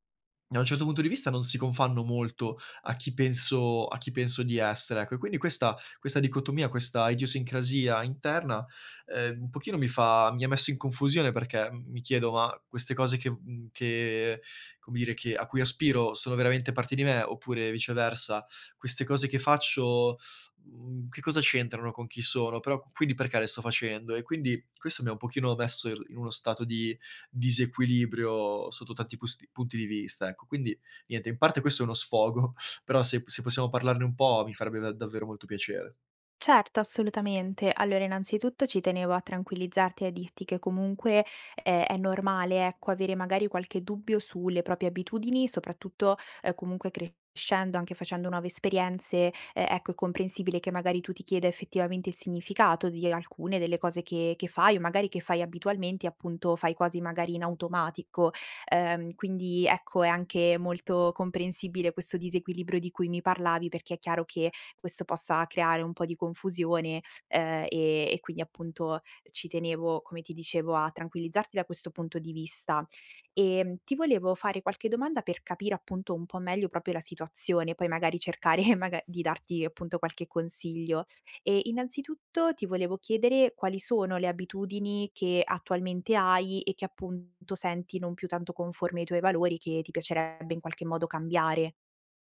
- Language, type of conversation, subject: Italian, advice, Come posso costruire abitudini quotidiane che riflettano davvero chi sono e i miei valori?
- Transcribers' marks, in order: laughing while speaking: "sfogo"; "proprie" said as "propie"; "proprio" said as "propio"; giggle